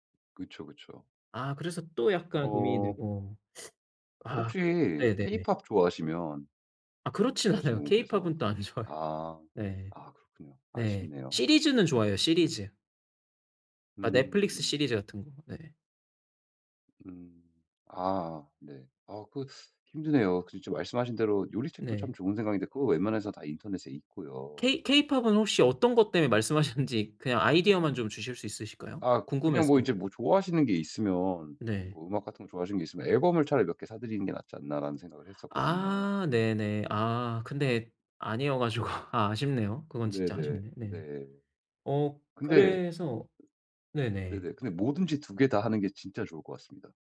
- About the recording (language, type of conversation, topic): Korean, advice, 누군가에게 줄 선물을 고를 때 무엇을 먼저 고려해야 하나요?
- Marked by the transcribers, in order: other background noise; laughing while speaking: "않아요"; laughing while speaking: "안 좋아해"; laughing while speaking: "말씀하셨는지"; laughing while speaking: "가지고"; tapping